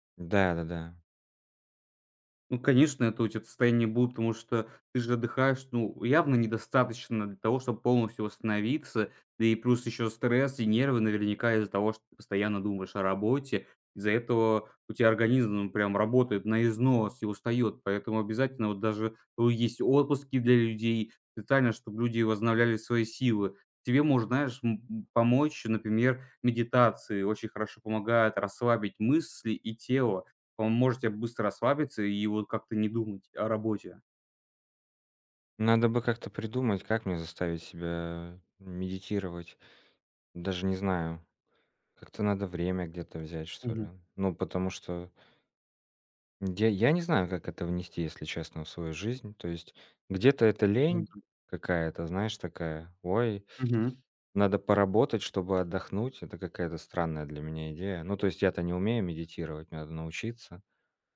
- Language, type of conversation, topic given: Russian, advice, Как чувство вины во время перерывов мешает вам восстановить концентрацию?
- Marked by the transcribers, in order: other background noise; tapping